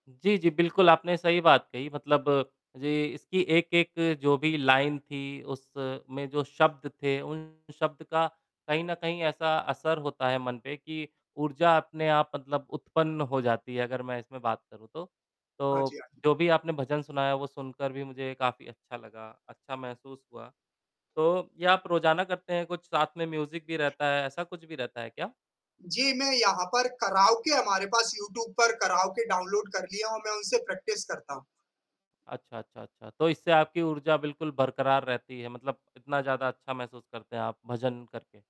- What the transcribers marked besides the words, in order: static; in English: "लाइन"; distorted speech; tapping; in English: "म्यूज़िक"; other background noise; in English: "प्रैक्टिस"
- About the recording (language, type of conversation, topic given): Hindi, unstructured, आप अपनी ऊर्जा कैसे बनाए रखते हैं?